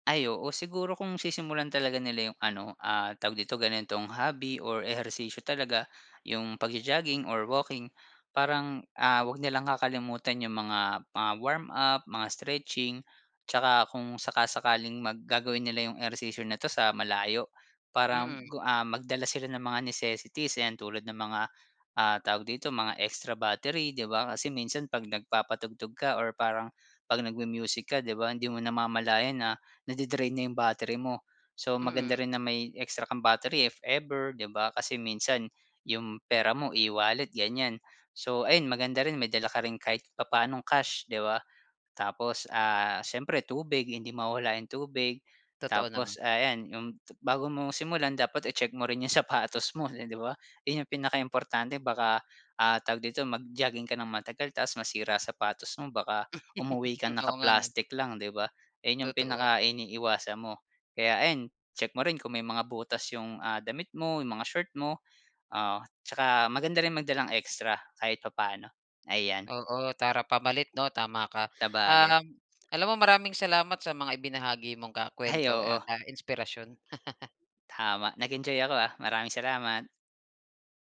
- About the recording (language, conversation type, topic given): Filipino, podcast, Ano ang paborito mong paraan ng pag-eehersisyo araw-araw?
- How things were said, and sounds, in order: gasp; chuckle; chuckle